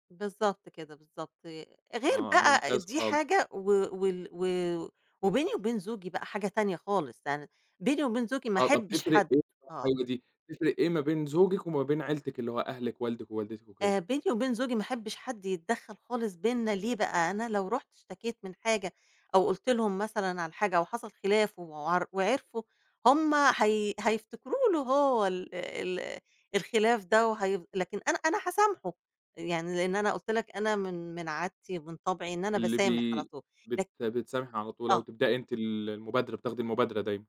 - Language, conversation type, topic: Arabic, podcast, إزاي أصلّح علاقتي بعد سوء تفاهم كبير؟
- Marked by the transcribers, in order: unintelligible speech